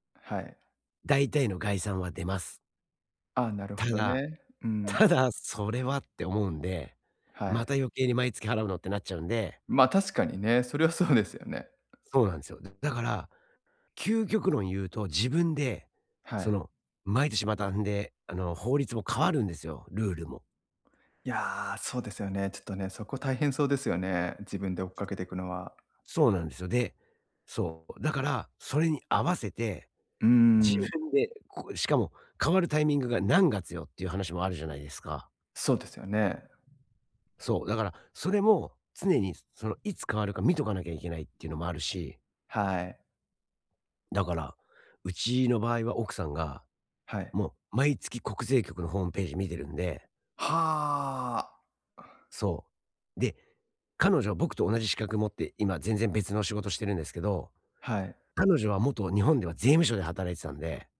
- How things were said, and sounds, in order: chuckle; other background noise
- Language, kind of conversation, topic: Japanese, advice, 税金と社会保障の申告手続きはどのように始めればよいですか？